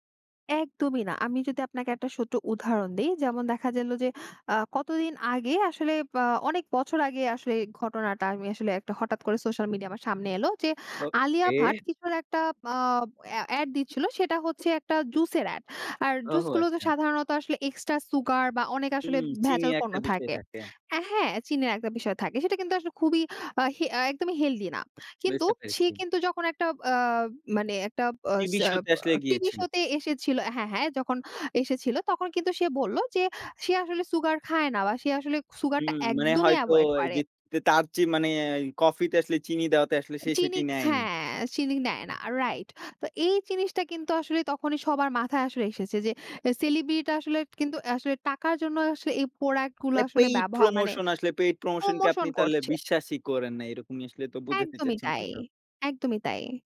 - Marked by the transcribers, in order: "ছোট" said as "শোট্ট"; "গেল" said as "যেলো"; grunt; tapping; "করে" said as "পারে"
- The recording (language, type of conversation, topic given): Bengali, podcast, বিজ্ঞাপন আর সৎ পরামর্শের মধ্যে আপনি কোনটাকে বেশি গুরুত্ব দেন?